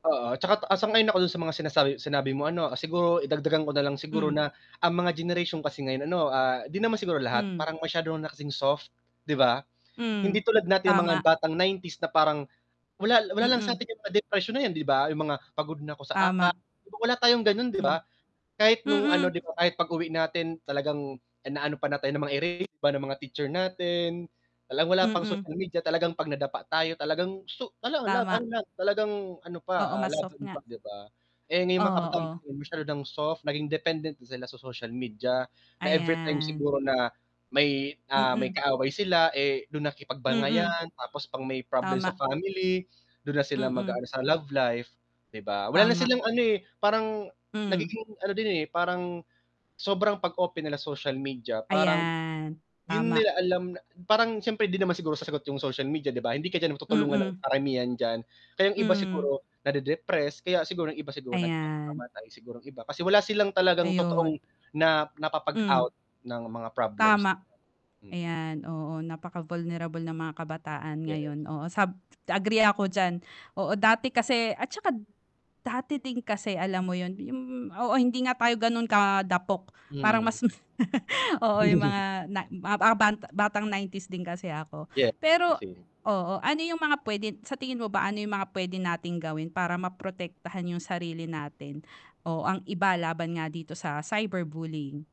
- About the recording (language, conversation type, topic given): Filipino, unstructured, Ano ang masasabi mo tungkol sa cyberbullying na dulot ng teknolohiya?
- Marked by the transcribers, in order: static; distorted speech; drawn out: "Ayan"; drawn out: "Ayan"; tapping; drawn out: "Ayan"; laugh; chuckle